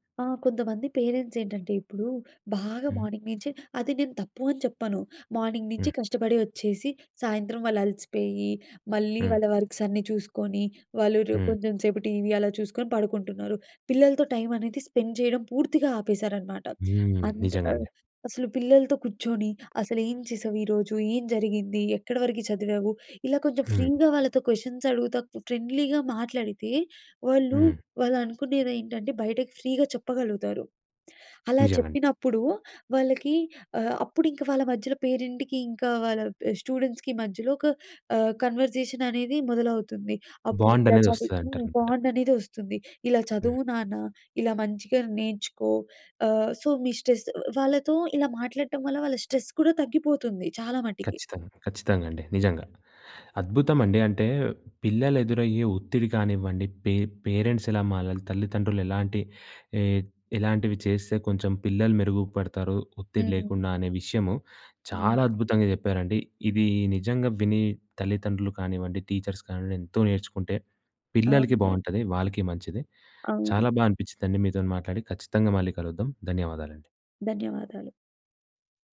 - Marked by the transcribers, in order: in English: "పేరెంట్స్"; in English: "మార్నింగ్"; in English: "మార్నింగ్"; in English: "వర్క్స్"; in English: "స్పెండ్"; tapping; in English: "ఫ్రీగా"; in English: "క్వశ్చన్స్"; in English: "ఫ్రెండ్లీగా"; in English: "ఫ్రీగా"; in English: "పేరెంట్‌కి"; in English: "స్టూడెంట్స్‌కి"; in English: "కన్వర్జేషన్"; in English: "బాండ్"; in English: "బాండ్"; in English: "సో"; in English: "స్ట్రెస్"; in English: "స్ట్రెస్"; in English: "పే పేరెంట్స్"; in English: "టీచర్స్"
- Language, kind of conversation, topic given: Telugu, podcast, పిల్లల ఒత్తిడిని తగ్గించేందుకు మీరు అనుసరించే మార్గాలు ఏమిటి?